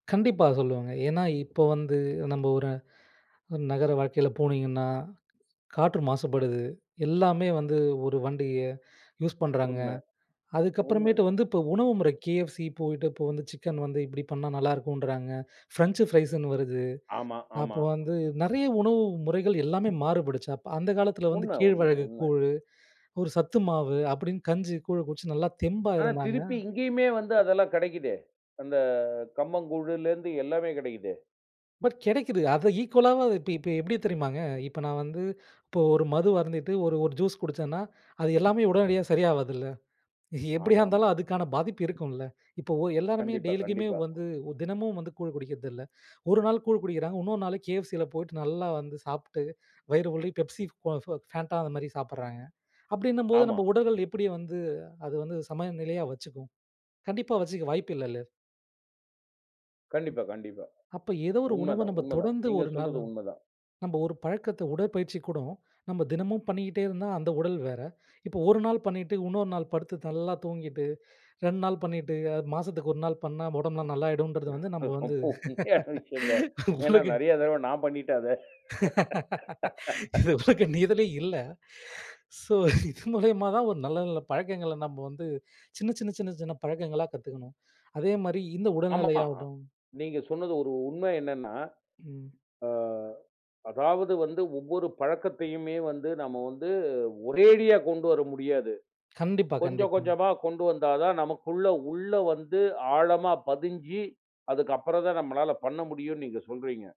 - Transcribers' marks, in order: inhale; other background noise; in English: "KFC"; in English: "ஃப்ரெஞ்ச் ஃப்ரைஸுன்னு"; in English: "பட்"; in English: "ஈக்குவலாவது"; in English: "KFCல"; in English: "பெப்சி, க்கொ ஃப் ஃபேண்டான்னு"; laughing while speaking: "ரொம்ப உண்மையான விஷயங்க"; chuckle; laughing while speaking: "இது உலக நீதிலே இல்ல"; laugh; in English: "சோ"
- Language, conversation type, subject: Tamil, podcast, புதிதாக ஒன்றை கற்றுக்கொள்ள நீங்கள் எப்படித் தொடங்குவீர்கள்?